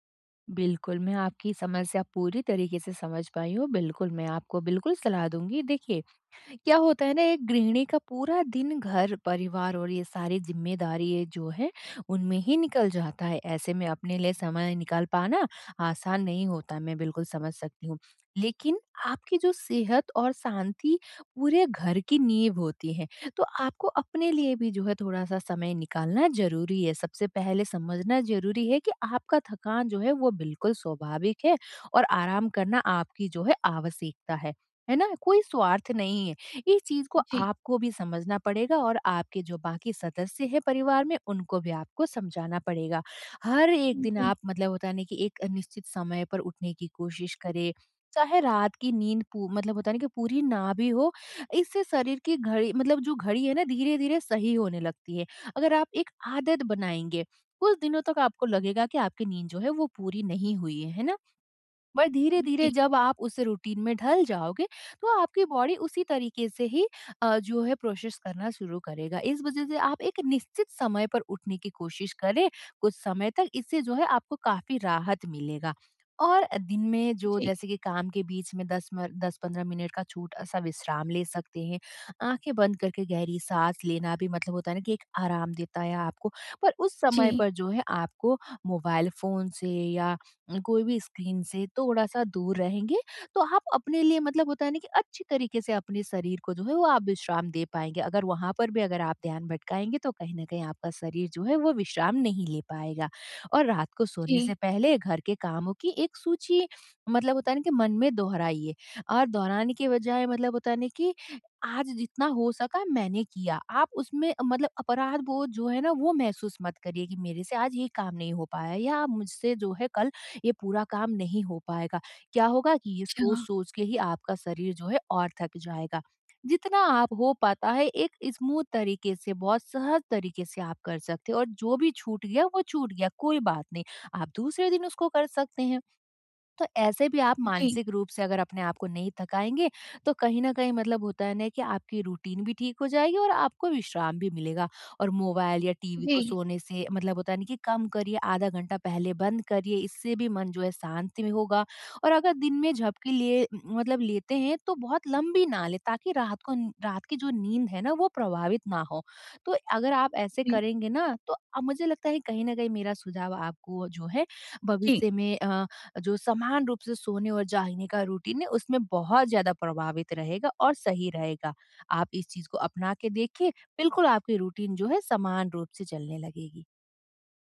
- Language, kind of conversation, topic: Hindi, advice, हम हर दिन एक समान सोने और जागने की दिनचर्या कैसे बना सकते हैं?
- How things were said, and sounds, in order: in English: "बट"; in English: "रूटीन"; in English: "बॉडी"; in English: "प्रोसेस"; in English: "स्क्रीन"; in English: "स्मूद"; in English: "रूटीन"; in English: "रूटीन"; in English: "रूटीन"